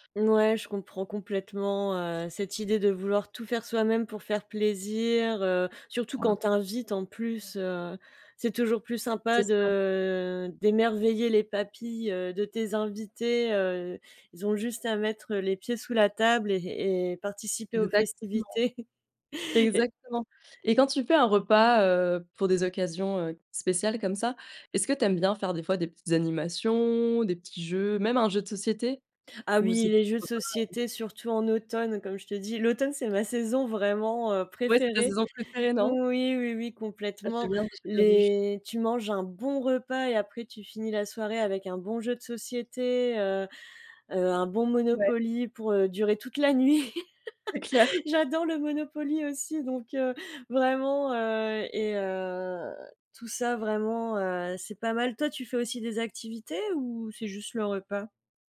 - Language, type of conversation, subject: French, unstructured, Comment prépares-tu un repas pour une occasion spéciale ?
- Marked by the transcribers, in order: drawn out: "de"; chuckle; laughing while speaking: "toute la nuit"; laugh